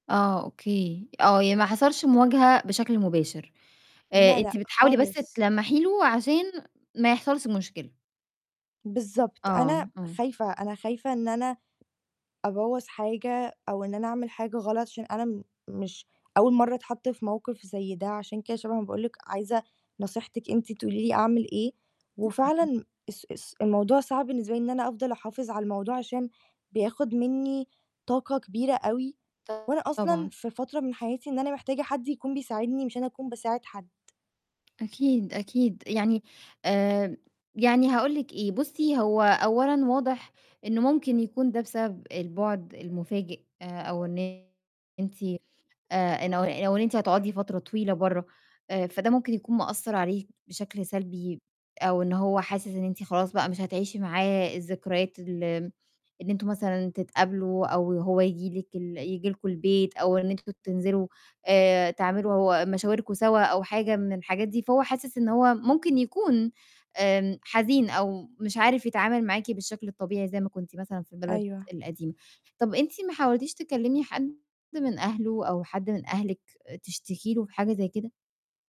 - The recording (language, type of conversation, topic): Arabic, advice, إزاي أقدر أحافظ على علاقتي عن بُعد رغم الصعوبات؟
- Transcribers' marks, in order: tapping; distorted speech; other background noise; dog barking